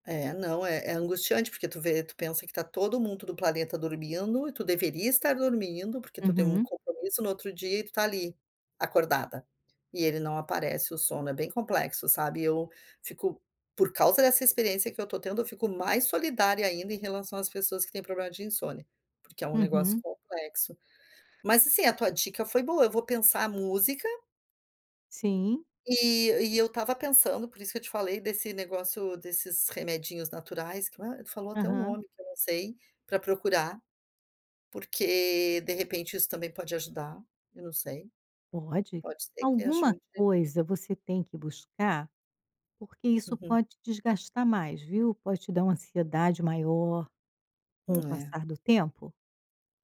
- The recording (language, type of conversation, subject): Portuguese, advice, Como posso lidar com a ansiedade que me faz acordar cedo e não conseguir voltar a dormir?
- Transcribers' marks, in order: tapping; other background noise